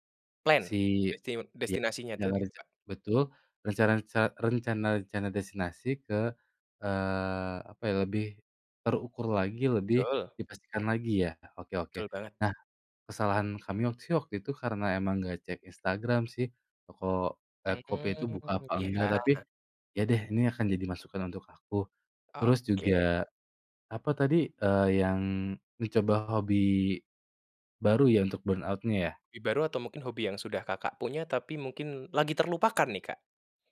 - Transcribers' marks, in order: drawn out: "Mmm"; in English: "burnout-nya"
- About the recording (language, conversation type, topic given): Indonesian, advice, Bagaimana cara mengatasi burnout kreatif setelah menghadapi beban kerja yang berat?